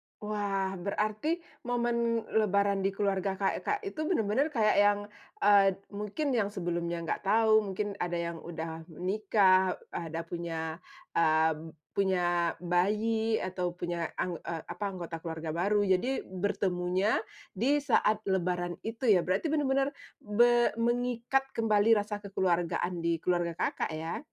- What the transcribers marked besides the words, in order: "Kakak" said as "kaikak"
- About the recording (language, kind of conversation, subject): Indonesian, podcast, Bagaimana tradisi minta maaf saat Lebaran membantu rekonsiliasi keluarga?